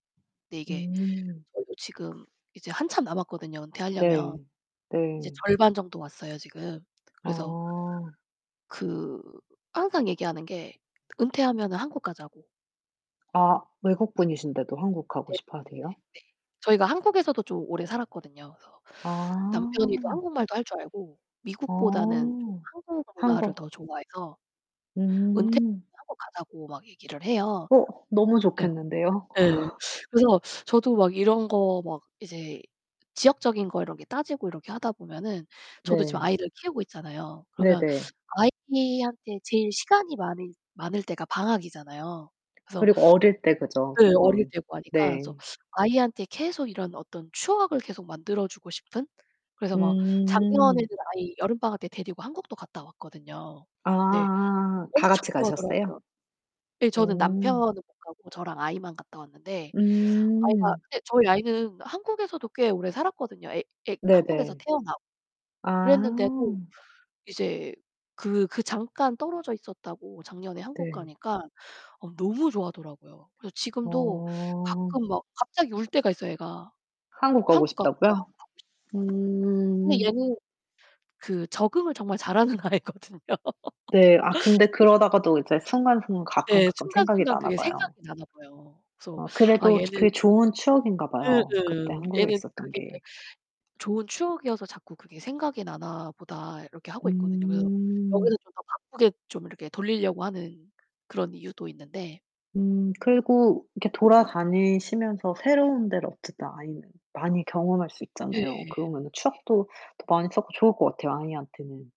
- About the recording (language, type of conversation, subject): Korean, unstructured, 어린 시절 여름 방학 중 가장 기억에 남는 이야기는 무엇인가요?
- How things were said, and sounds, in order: other background noise; distorted speech; tapping; unintelligible speech; laughing while speaking: "아이거든요"; laugh